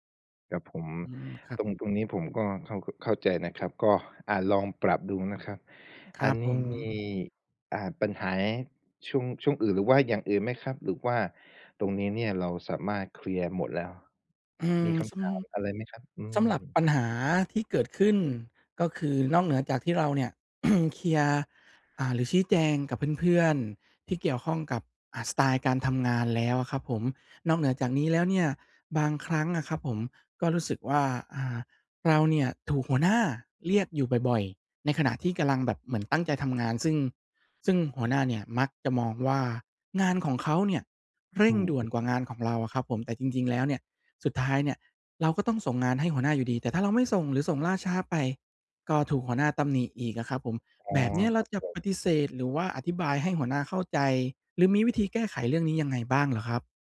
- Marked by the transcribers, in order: other background noise; "ปัญหา" said as "ปัญหาย"; throat clearing
- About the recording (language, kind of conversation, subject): Thai, advice, จะทำอย่างไรให้มีสมาธิกับงานสร้างสรรค์เมื่อถูกรบกวนบ่อยๆ?